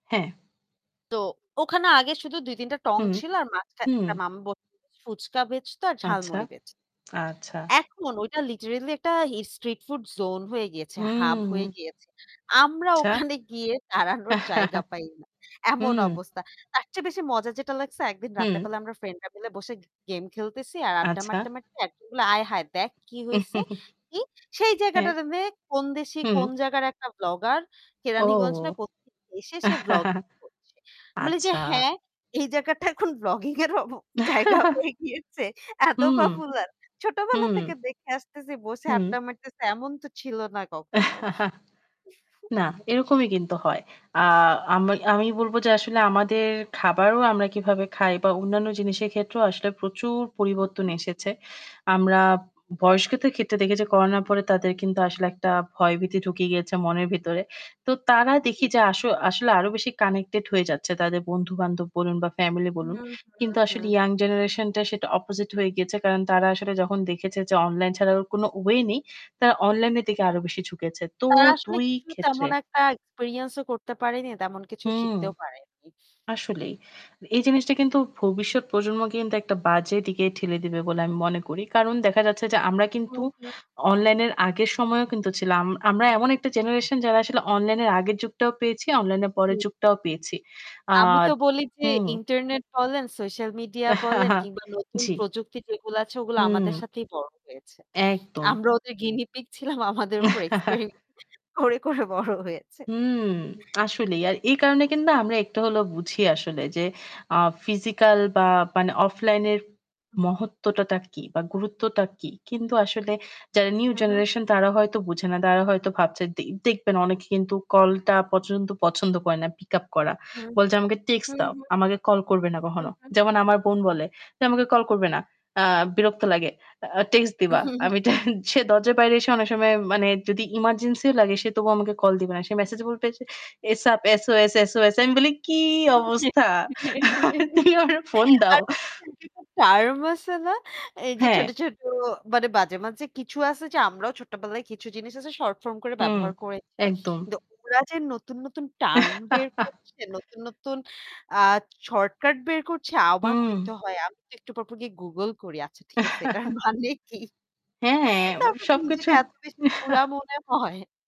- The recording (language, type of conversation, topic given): Bengali, unstructured, করোনা মহামারী আমাদের সমাজে কী কী পরিবর্তন এনেছে?
- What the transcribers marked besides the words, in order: static; in English: "লিটারেলি"; in English: "স্ট্রিট ফুড জোন"; laughing while speaking: "আমরা ওখানে গিয়ে দাঁড়ানোর জায়গা পাই না"; chuckle; distorted speech; laugh; "জায়গাটাতে" said as "জায়গাটারেরে"; chuckle; laughing while speaking: "এই জায়গাটা এখন ব্লগিং এরও ব জায়গা হয়ে গিয়েছে! এত পপুলার!"; chuckle; chuckle; in English: "opposite"; in English: "experience"; chuckle; laughing while speaking: "আমাদের উপর এক্সপেরিমেন্ট করে, করে বড় হয়েছে"; chuckle; other background noise; "মহত্বটা" said as "মহত্বটাতা"; "তারা" said as "দারা"; in English: "pick up"; put-on voice: "আমাকে কল করবে না। আ বিরক্ত লাগে। আ টেক্সট দিবা"; chuckle; laugh; unintelligible speech; laughing while speaking: "টার্ম আছে না?"; laughing while speaking: "তুমি আমারে ফোন দাও"; laugh; "অবাক" said as "আওবাক"; chuckle; laughing while speaking: "এটার মানে কি? তারপর তো নিজেকে এত বেশি বুড়া মনে হয়"; chuckle